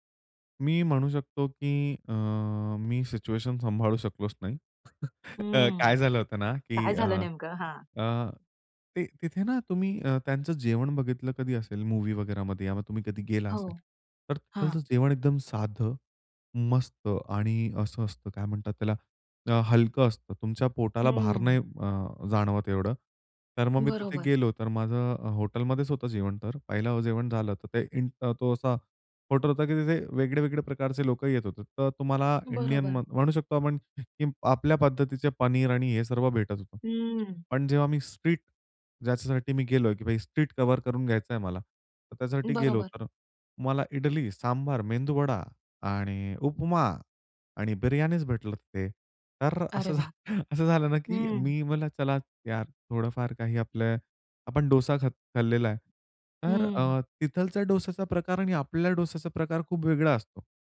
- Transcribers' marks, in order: other noise; chuckle; in English: "इंडियन"; laughing while speaking: "असं असं झालं ना"; other background noise
- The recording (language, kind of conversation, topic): Marathi, podcast, सांस्कृतिक फरकांशी जुळवून घेणे